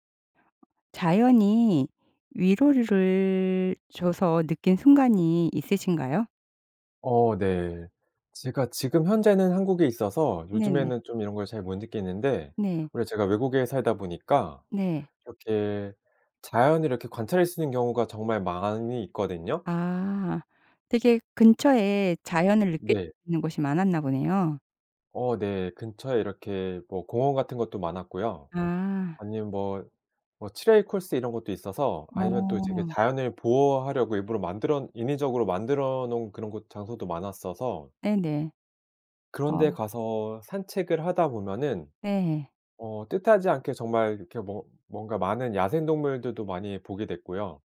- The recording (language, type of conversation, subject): Korean, podcast, 자연이 위로가 됐던 순간을 들려주실래요?
- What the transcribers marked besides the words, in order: other background noise; in English: "트레일 코스"